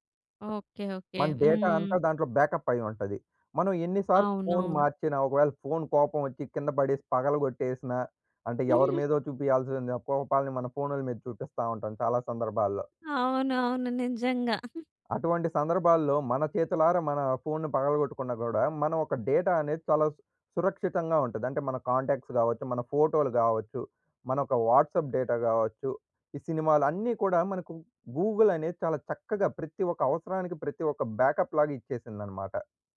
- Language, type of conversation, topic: Telugu, podcast, మీరు మొదట టెక్నాలజీని ఎందుకు వ్యతిరేకించారు, తర్వాత దాన్ని ఎలా స్వీకరించి ఉపయోగించడం ప్రారంభించారు?
- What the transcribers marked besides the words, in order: in English: "డేటా"; in English: "బ్యాకప్"; chuckle; chuckle; in English: "డేటా"; in English: "కాంటాక్ట్స్"; in English: "వాట్సాప్ డేటా"; in English: "బ్యాకప్"